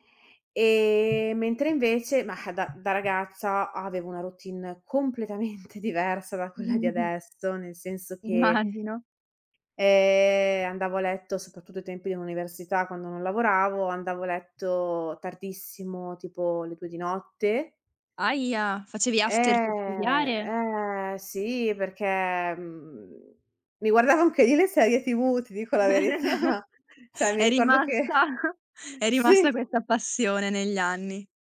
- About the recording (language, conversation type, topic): Italian, podcast, Quale routine serale aiuta te o la tua famiglia a dormire meglio?
- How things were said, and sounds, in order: drawn out: "Ehm"; tapping; other background noise; laughing while speaking: "completamente"; chuckle; laughing while speaking: "Immagino"; drawn out: "eh"; in English: "after"; drawn out: "Eh"; laughing while speaking: "guardavo anche io le serie TV"; chuckle; laughing while speaking: "È rimasta"; laughing while speaking: "verità"; "Cioè" said as "ceh"; laughing while speaking: "che"; other noise